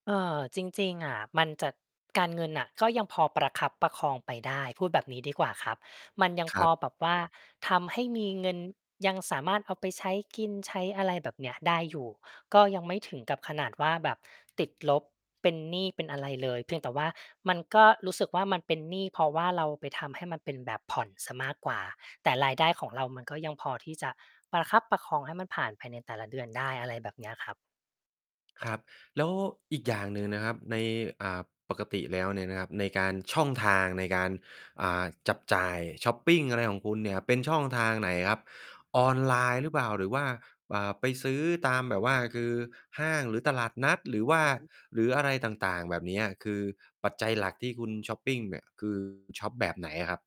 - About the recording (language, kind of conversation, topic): Thai, advice, ทำไมคุณถึงมักเผลอซื้อของแบบหุนหันพลันแล่นจนใช้วงเงินบัตรเครดิตเกินกำหนด?
- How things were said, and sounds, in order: mechanical hum; distorted speech